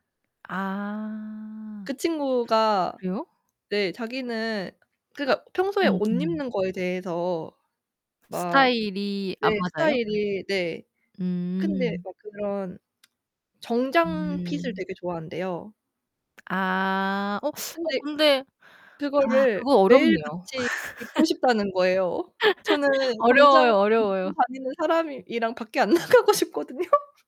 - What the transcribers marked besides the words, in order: other background noise; drawn out: "아"; distorted speech; tapping; laugh; laughing while speaking: "나가고 싶거든요"
- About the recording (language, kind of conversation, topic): Korean, unstructured, 연애에서 가장 중요한 가치는 무엇이라고 생각하시나요?